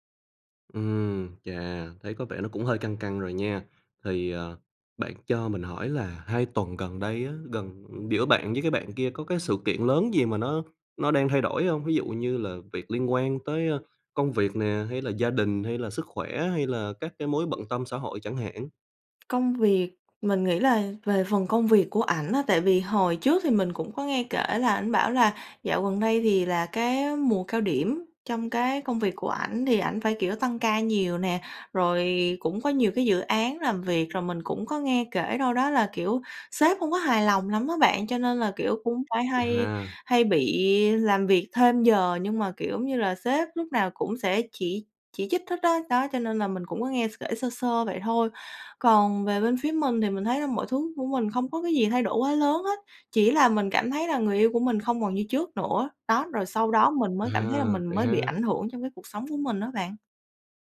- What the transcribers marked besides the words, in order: tapping
- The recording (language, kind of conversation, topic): Vietnamese, advice, Tôi cảm thấy xa cách và không còn gần gũi với người yêu, tôi nên làm gì?